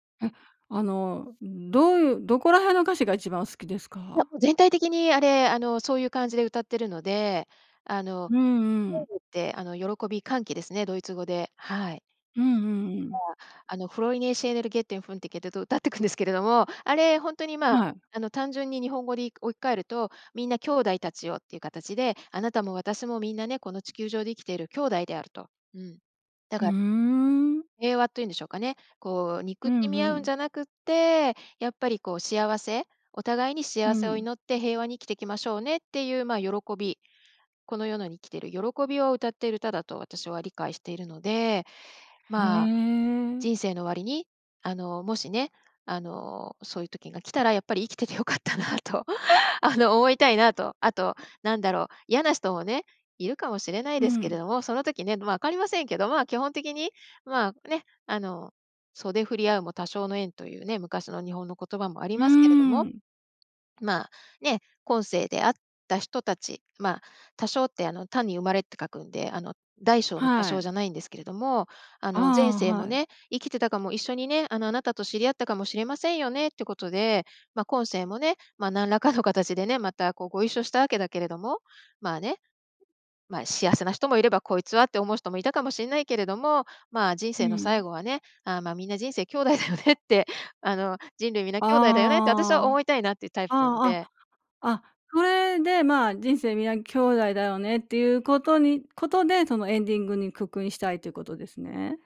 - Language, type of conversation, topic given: Japanese, podcast, 人生の最期に流したい「エンディング曲」は何ですか？
- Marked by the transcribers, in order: unintelligible speech; inhale; laughing while speaking: "兄弟だよねって"